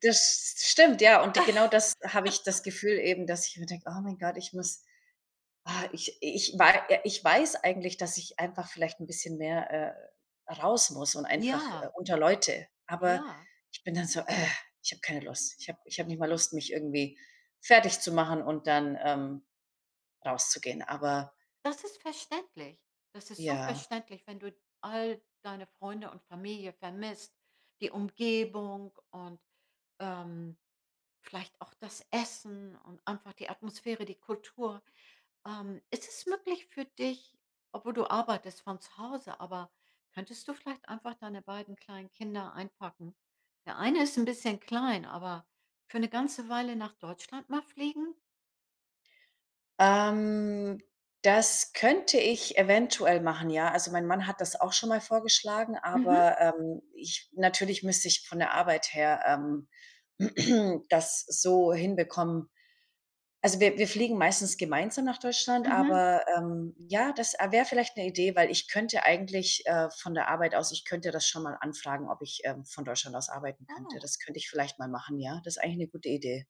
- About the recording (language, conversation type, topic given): German, advice, Wie gehst du nach dem Umzug mit Heimweh und Traurigkeit um?
- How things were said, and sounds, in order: laugh; put-on voice: "Äh"; throat clearing